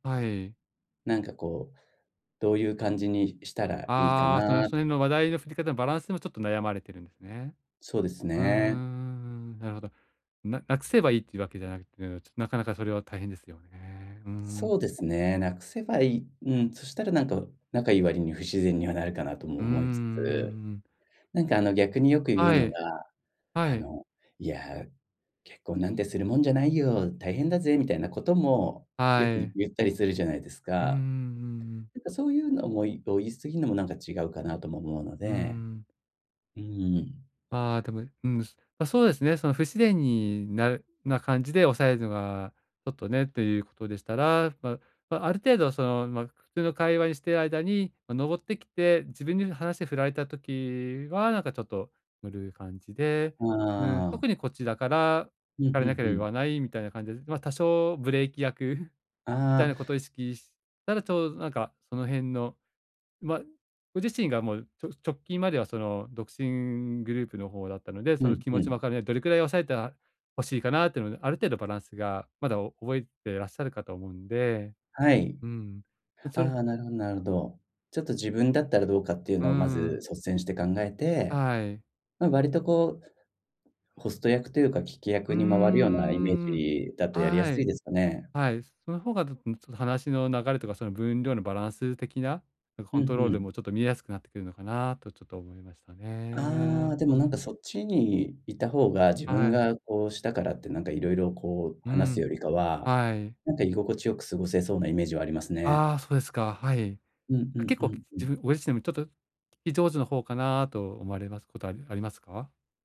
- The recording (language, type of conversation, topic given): Japanese, advice, 友人の集まりでどうすれば居心地よく過ごせますか？
- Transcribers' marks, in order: drawn out: "うーん"